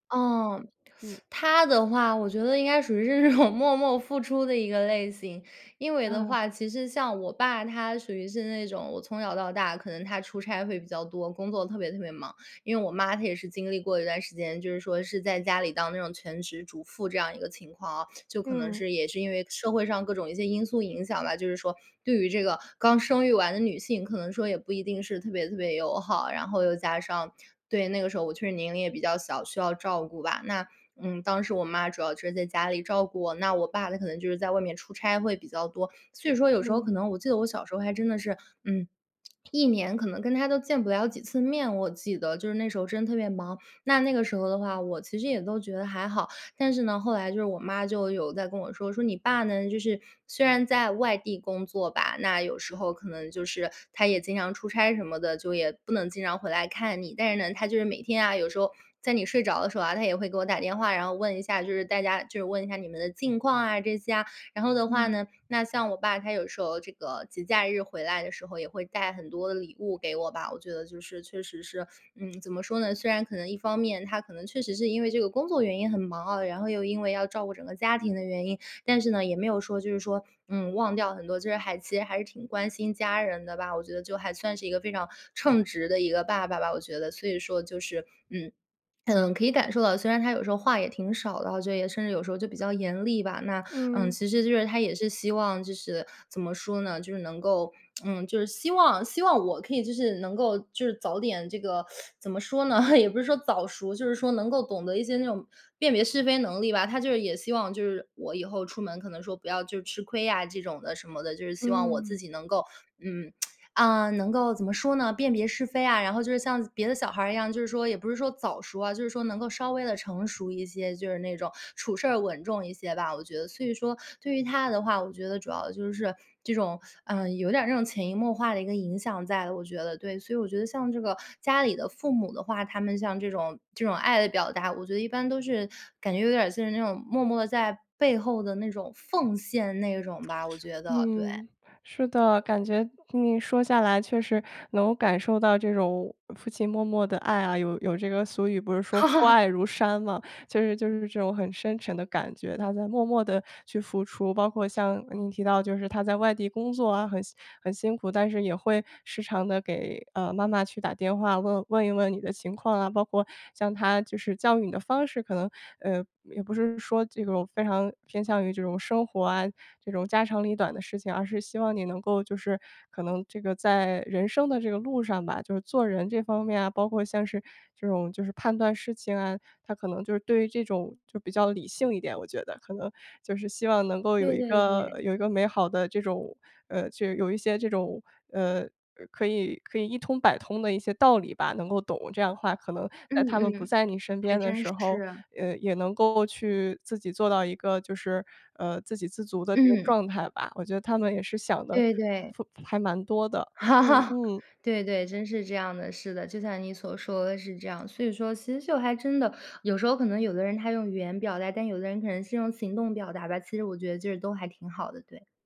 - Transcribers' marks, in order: teeth sucking; laughing while speaking: "这种"; lip smack; lip smack; swallow; tsk; teeth sucking; chuckle; tsk; other background noise; chuckle; chuckle
- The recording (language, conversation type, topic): Chinese, podcast, 你小时候最常收到哪种爱的表达？